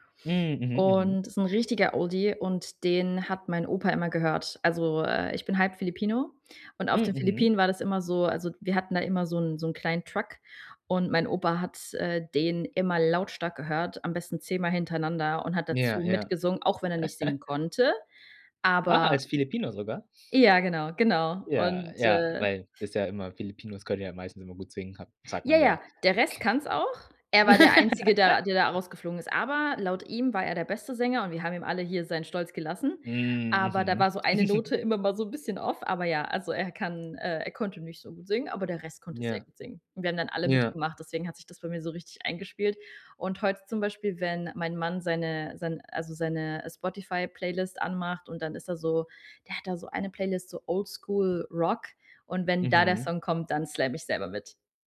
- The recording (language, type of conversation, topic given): German, podcast, Welcher Song läuft bei dir, wenn du an Zuhause denkst?
- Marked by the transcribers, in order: stressed: "lautstark"; laugh; laugh; laugh; in English: "off"; put-on voice: "nicht so gut"; other background noise; put-on voice: "Rock"; in English: "slam"